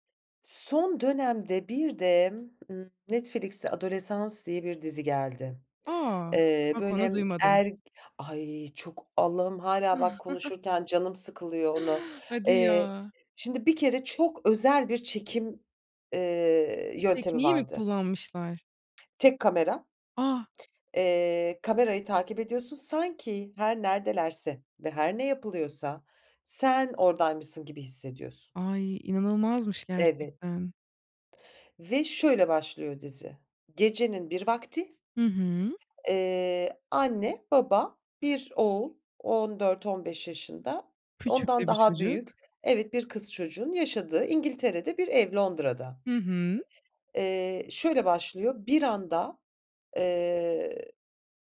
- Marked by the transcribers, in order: chuckle; other background noise
- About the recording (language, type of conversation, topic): Turkish, podcast, En son hangi film ya da dizi sana ilham verdi, neden?